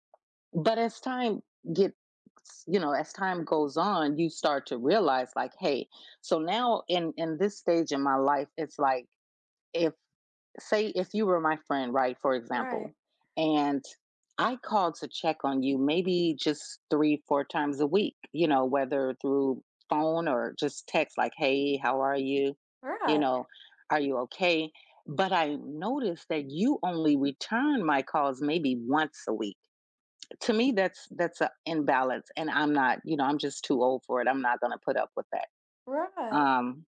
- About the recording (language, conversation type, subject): English, podcast, How do you define a meaningful and lasting friendship?
- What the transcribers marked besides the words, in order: other noise; tapping